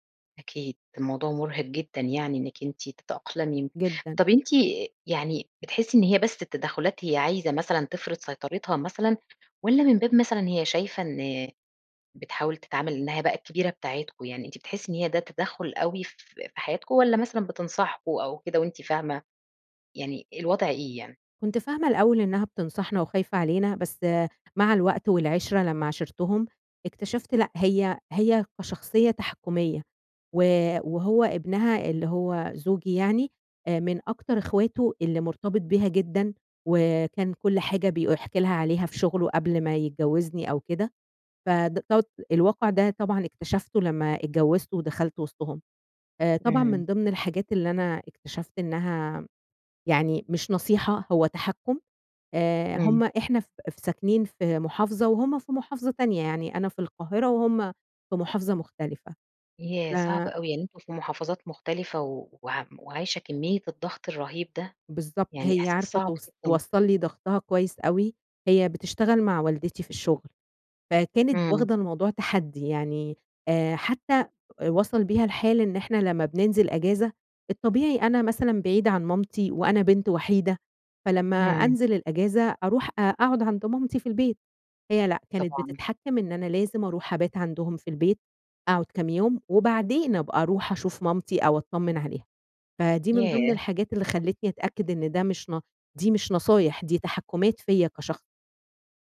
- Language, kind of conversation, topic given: Arabic, advice, إزاي ضغوط العيلة عشان أمشي مع التقاليد بتخلّيني مش عارفة أكون على طبيعتي؟
- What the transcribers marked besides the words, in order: none